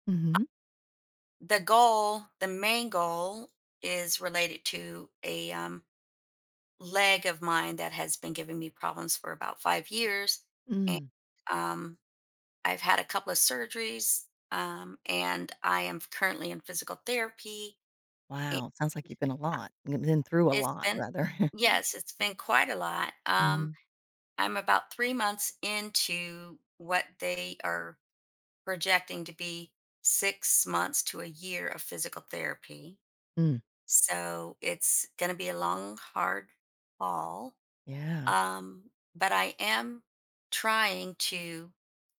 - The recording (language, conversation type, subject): English, advice, How can I better track progress toward my personal goals?
- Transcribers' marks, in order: other noise; laughing while speaking: "rather"; chuckle; tapping